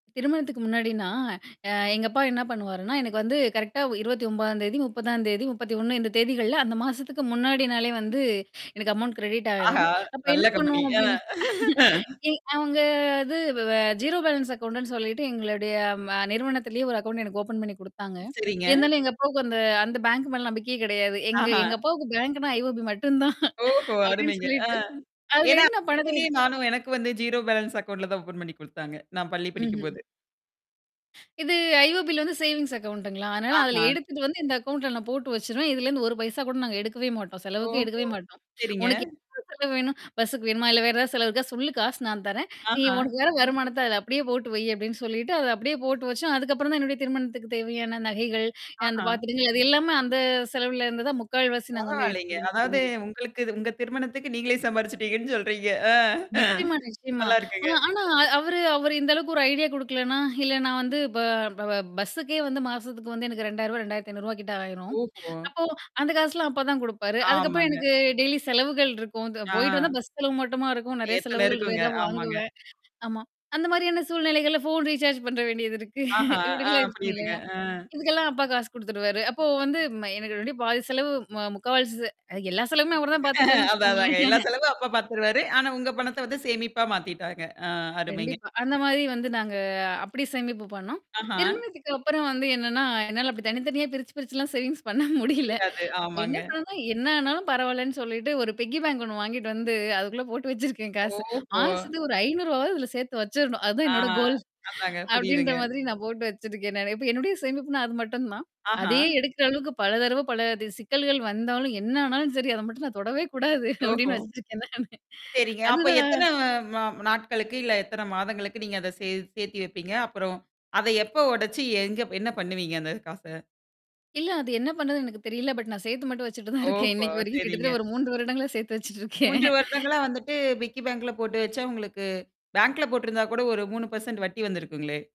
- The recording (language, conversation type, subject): Tamil, podcast, திருமணத்துக்குப் பிறகு உங்கள் வாழ்க்கையில் ஏற்பட்ட முக்கியமான மாற்றங்கள் என்னென்ன?
- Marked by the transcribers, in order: in English: "கரெக்ட்டா"; in English: "அமௌண்ட் கிரெடிட்"; other background noise; laughing while speaking: "ஆஹா! நல்ல கம்பெனி. அ"; chuckle; in English: "பேலன்ஸ் அக்கவுண்ட்ன்னு"; in English: "அக்கவுண்ட்"; in English: "ஓப்பன்"; other noise; in English: "IOB"; chuckle; distorted speech; in English: "ஜீரோ பேலன்ஸ் அக்கவுண்ட்ல"; in English: "ஓப்பன்"; in English: "IOBல"; in English: "சேவிங்ஸ் அக்கவுண்டுங்களா?"; in English: "அக்கவுண்ட்ல"; laughing while speaking: "நீங்களே சம்பாரிச்சுட்டீங்கன்னு சொல்றீங்க. ஆ. நல்லாருக்குங்க"; in English: "ஐடியா"; in English: "டெய்லி"; in English: "ரீசார்ஜ்"; laughing while speaking: "வேண்டியது இருக்கு. இப்டிலாம் இருக்கும் இல்லையா?"; "என்னோட" said as "என்னடி"; laughing while speaking: "அதா, அதாங்க. எல்லா செலவும் அப்பா பாரத்துருவாரு"; chuckle; mechanical hum; in English: "சேவிங்ஸ்"; laughing while speaking: "பண்ண முடியல"; in English: "பிக்கி பேங்க்"; laughing while speaking: "போட்டு வச்சிருக்கேன் காசு"; drawn out: "ஓஹோ!"; laughing while speaking: "அதான் என்னோட கோல் அப்டின்ற மாதிரி நான் போட்டு வச்சுருக்கேன் நானே"; in English: "கோல்"; laughing while speaking: "என்ன ஆனாலும் சரி, அத மட்டும் நான் தொடவே கூடாது, அப்டின்னு வச்சிருக்கேன் நானு. அதுதான்"; static; drawn out: "எத்தன"; laughing while speaking: "பட் நான் சேர்த்து மட்டும் வச்சுட்டுருந்துக்கேன் … வருடங்களா சேர்த்து வச்சுட்டுருக்கேன்"; in English: "பட்"; laughing while speaking: "ஓஹோ! சரிங்க"; in English: "பிக்கி பேங்க்ல"